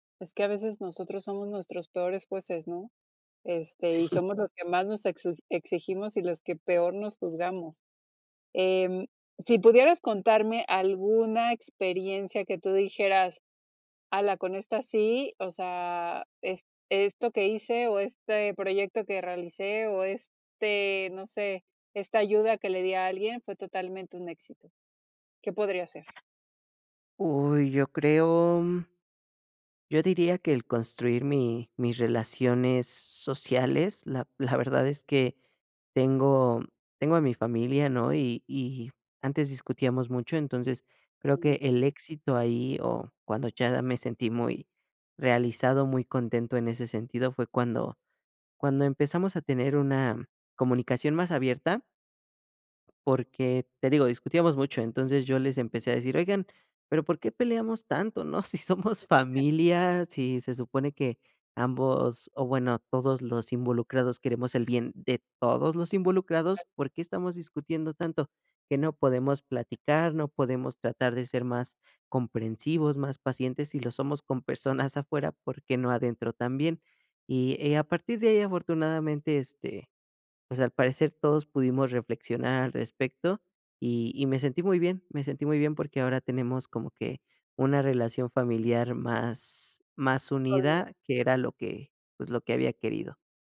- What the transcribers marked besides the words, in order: other background noise; other noise; unintelligible speech
- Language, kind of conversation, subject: Spanish, podcast, ¿Qué significa para ti tener éxito?